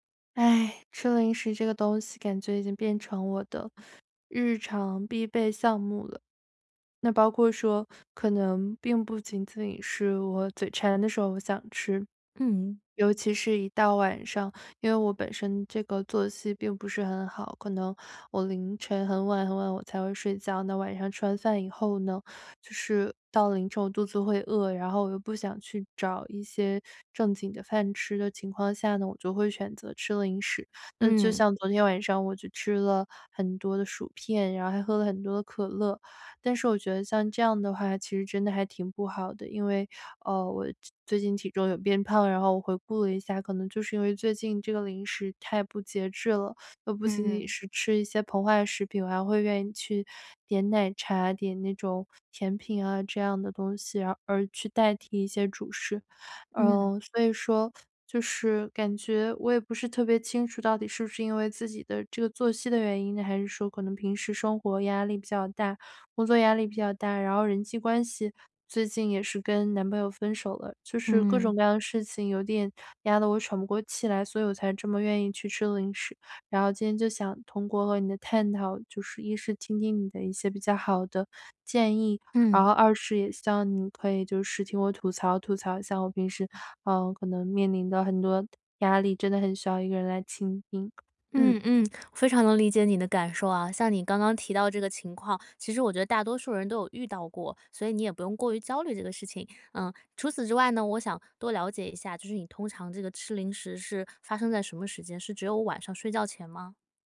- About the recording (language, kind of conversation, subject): Chinese, advice, 我总是在晚上忍不住吃零食，怎么才能抵抗这种冲动？
- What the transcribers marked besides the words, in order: other background noise